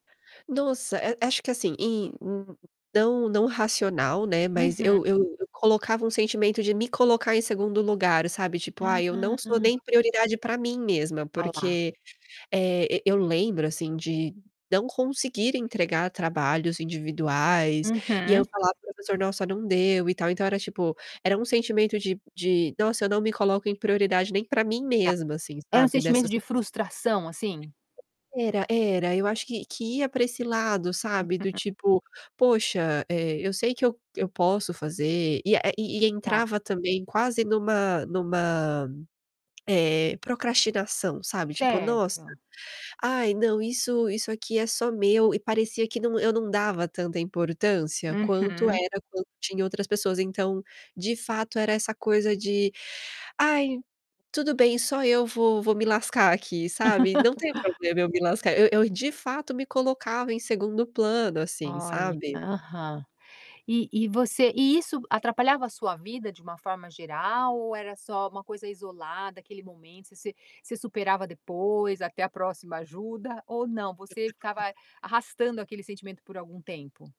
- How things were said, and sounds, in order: distorted speech; tapping; other background noise; static; unintelligible speech; laugh; unintelligible speech
- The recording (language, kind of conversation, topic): Portuguese, podcast, Como você costuma dizer não sem se sentir culpado?